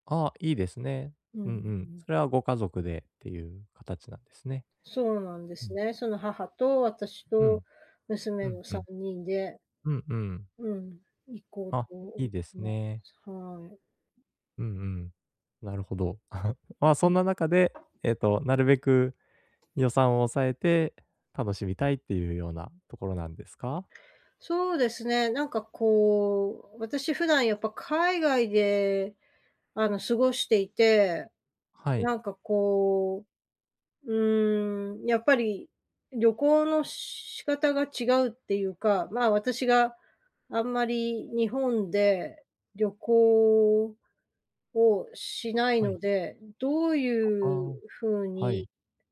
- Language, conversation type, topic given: Japanese, advice, 予算が少なくても旅行やお出かけを楽しむにはどうしたらいいですか？
- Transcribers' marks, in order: laugh; other background noise